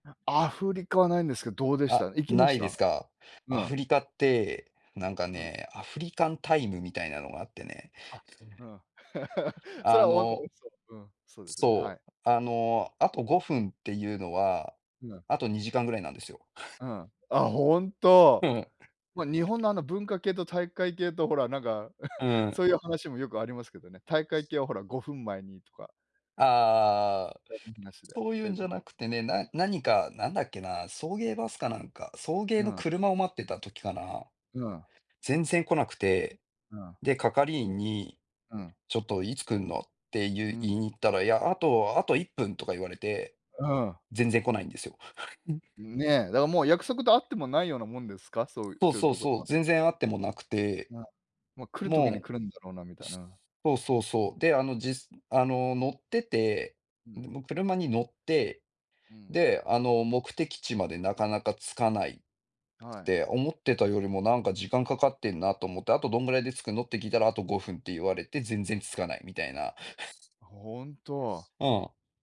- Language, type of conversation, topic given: Japanese, unstructured, 旅行中に困った経験はありますか？
- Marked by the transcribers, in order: other background noise; unintelligible speech; laugh; unintelligible speech; tapping; chuckle; chuckle; chuckle; chuckle